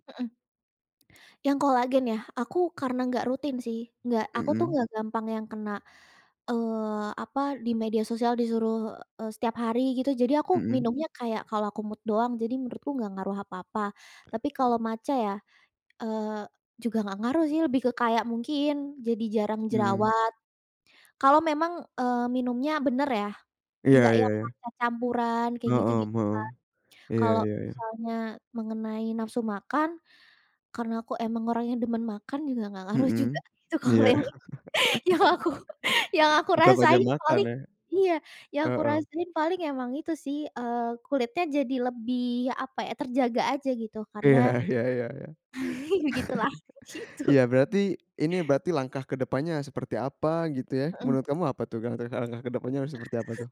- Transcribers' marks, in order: in English: "mood"; tapping; other background noise; laughing while speaking: "Iya"; laugh; laughing while speaking: "itu kalau yang itu, yang aku yang aku rasain paling"; laughing while speaking: "Iya"; laugh; laughing while speaking: "begitulah, gitu"
- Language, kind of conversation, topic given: Indonesian, podcast, Bagaimana peran media dalam membentuk standar kecantikan menurutmu?